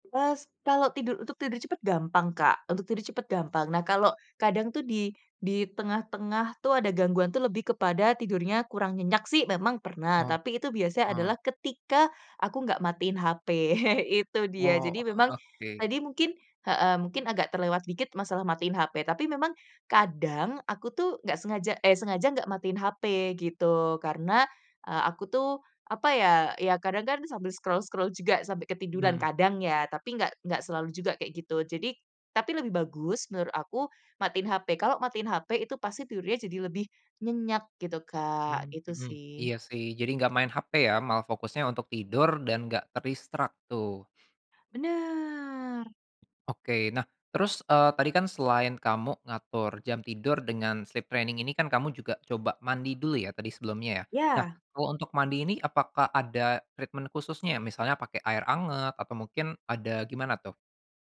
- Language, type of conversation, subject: Indonesian, podcast, Ada ritual malam yang bikin tidurmu makin nyenyak?
- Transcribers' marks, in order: laughing while speaking: "HP"; chuckle; in English: "scroll-scroll"; in English: "distract"; in English: "sleep training"; in English: "treatment"